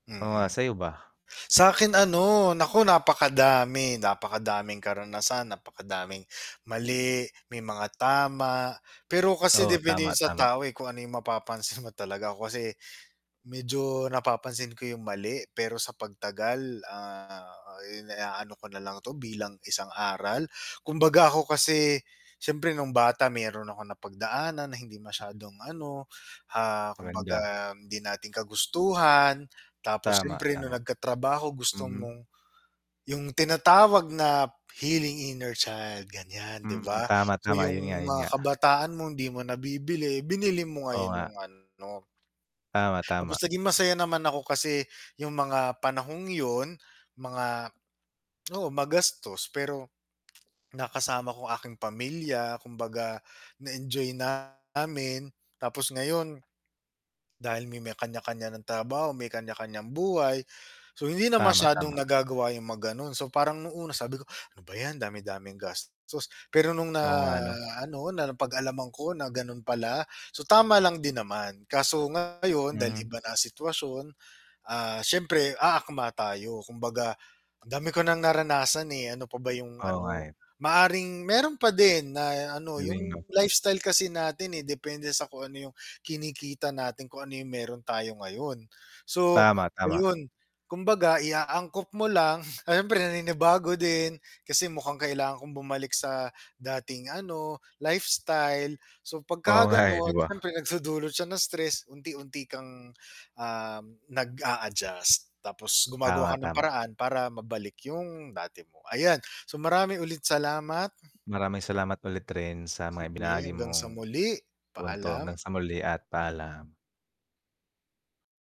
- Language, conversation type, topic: Filipino, unstructured, Paano ka nagpapasya kung magtitipid ka ng pera o gagastos para sa kasiyahan?
- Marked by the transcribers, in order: static; other background noise; in English: "healing inner child"; distorted speech; tapping; "mga gano'n" said as "maggano'n"; chuckle